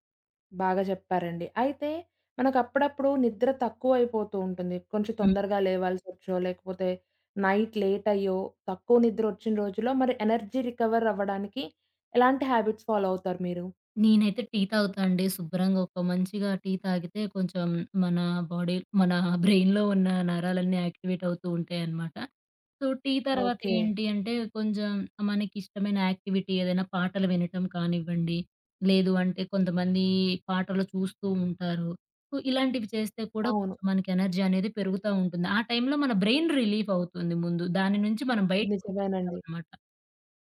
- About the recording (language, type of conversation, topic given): Telugu, podcast, ఉదయం ఎనర్జీ పెరగడానికి మీ సాధారణ అలవాట్లు ఏమిటి?
- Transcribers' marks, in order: in English: "నైట్ లేట్"; in English: "ఎనర్జీ"; in English: "హాబిట్స్ ఫాలో"; in English: "బాడీ"; in English: "బ్రెయిన్‌లో"; in English: "యాక్టివేట్"; in English: "సో"; in English: "యాక్టివిటీ"; in English: "సో"; in English: "ఎనర్జీ"; in English: "బ్రెయిన్"